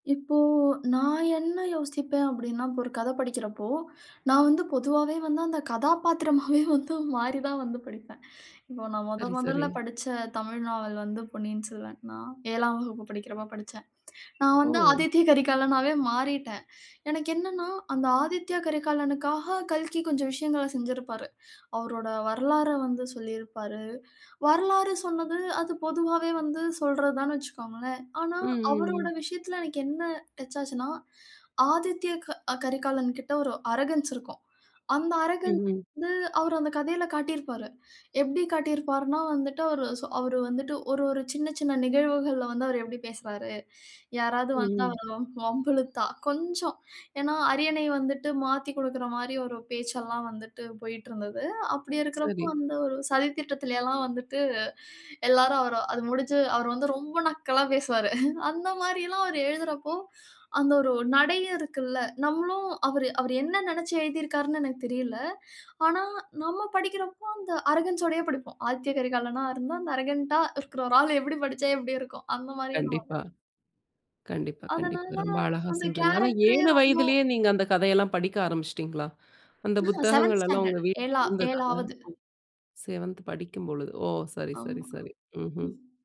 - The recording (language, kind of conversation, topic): Tamil, podcast, சின்ன விபரங்கள் கதைக்கு எப்படி உயிரூட்டுகின்றன?
- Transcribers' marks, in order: laughing while speaking: "அந்த கதாபாத்திரமாவே வந்து மாறி தான் வந்து படிப்பேன்"; tsk; in English: "டச்சாச்சுன்னா"; in English: "அரகன்ஸ்"; other noise; in English: "அரகன்ஸ்"; other background noise; laughing while speaking: "அப்படி இருக்கிறப்போ, வந்து ஒரு சதி … ரொம்ப நக்கலா பேசுவாரு"; laughing while speaking: "ஆனா, நம்ம படிக்கிறப்போ அந்த அரகன்ஸ் … மாரியே நம்ம படிப்"; in English: "அரகன்ஸ்"; in English: "அரகன்ட்டா"; in English: "கேரக்டரே"; in English: "செவென்த் ஸ்டாண்டர்ட்"; in English: "செவென்த்"